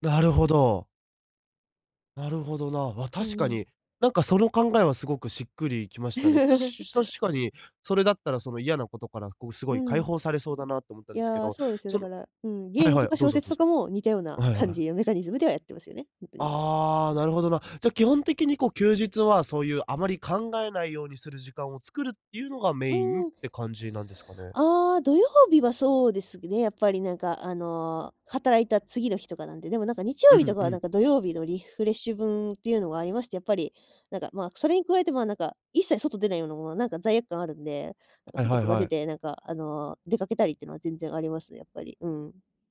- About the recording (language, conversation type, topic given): Japanese, podcast, 休日はどのように過ごすのがいちばん好きですか？
- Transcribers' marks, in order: chuckle; "そうですね" said as "そうですぐね"